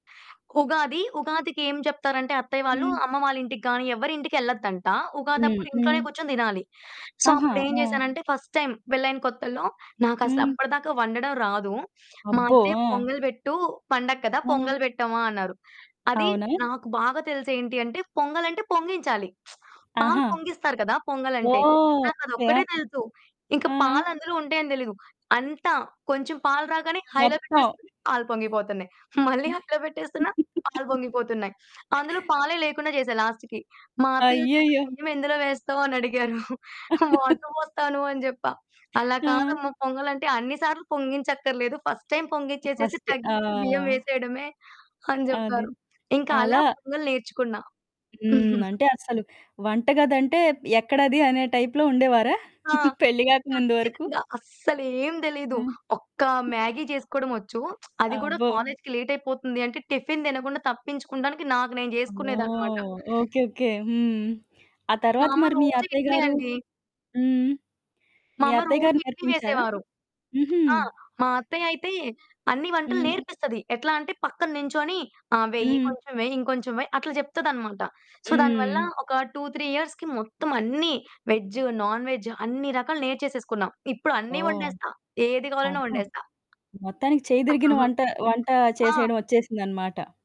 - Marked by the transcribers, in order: in English: "సో"; in English: "ఫస్ట్ టైమ్"; lip smack; in English: "హైలో"; laughing while speaking: "మళ్ళీ హైలో పెట్టేస్తున్న"; other background noise; in English: "హైలో"; chuckle; in English: "లాస్ట్‌కి"; laughing while speaking: "అయ్యయ్యో!"; distorted speech; chuckle; giggle; laughing while speaking: "వాటర్ బోస్తాను అని జెప్పా"; in English: "వాటర్"; in English: "ఫస్ట్ టైమ్"; in English: "ఫస్ట్"; chuckle; in English: "టైప్‌లో"; chuckle; in English: "మ్యాగీ"; lip smack; in English: "టిఫిన్"; in English: "సో"; in English: "టు త్రీ ఇయర్స్‌కి"; in English: "వెజ్, నాన్ వెజ్"; chuckle
- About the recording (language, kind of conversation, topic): Telugu, podcast, పండుగకు వెళ్లినప్పుడు మీకు ఏ రుచులు, ఏ వంటకాలు ఎక్కువగా ఇష్టమవుతాయి?